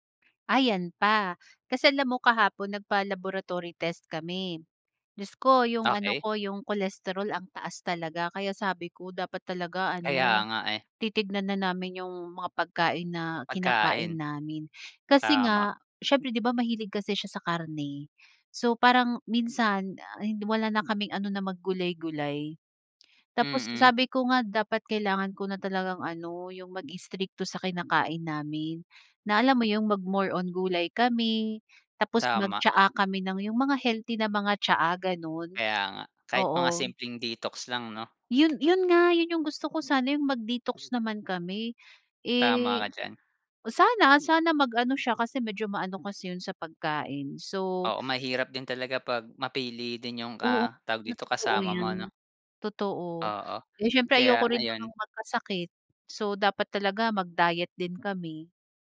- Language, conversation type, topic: Filipino, podcast, Ano-anong masusustansiyang pagkain ang madalas mong nakaimbak sa bahay?
- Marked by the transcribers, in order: in English: "detox"; other background noise